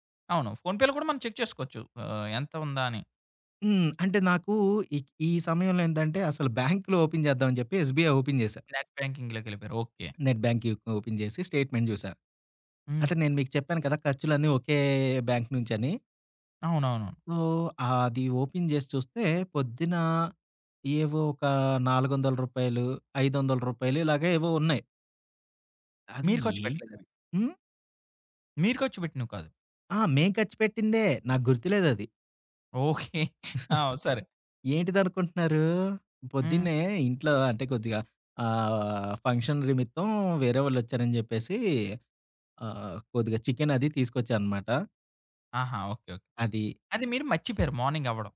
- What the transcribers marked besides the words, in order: in English: "ఫోన్‌పేలో"; in English: "చెక్"; in English: "బ్యాంక్‌లో ఓపెన్"; in English: "ఎస్‌బిఐ ఓపెన్"; in English: "నెట్ బ్యాంకింగ్‌లోకెళ్ళిపోయారు"; in English: "నెట్ బ్యాంకింగ్"; in English: "ఓపెన్"; in English: "స్టేట్మెంట్"; in English: "బ్యాంక్"; in English: "సో"; in English: "ఓపెన్"; laughing while speaking: "ఓకే. ఆ!"; chuckle; in English: "ఫంక్షన్"
- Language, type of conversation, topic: Telugu, podcast, పేపర్లు, బిల్లులు, రశీదులను మీరు ఎలా క్రమబద్ధం చేస్తారు?